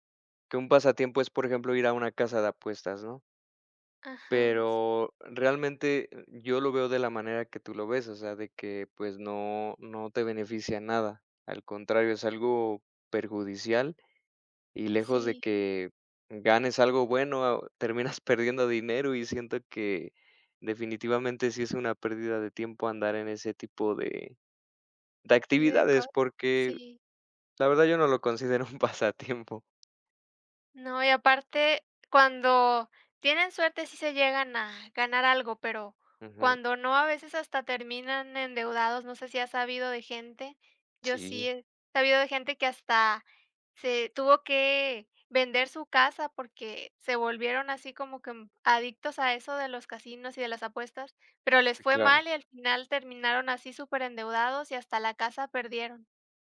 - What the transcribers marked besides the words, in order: tapping; laughing while speaking: "un pasatiempo"
- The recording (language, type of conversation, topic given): Spanish, unstructured, ¿Crees que algunos pasatiempos son una pérdida de tiempo?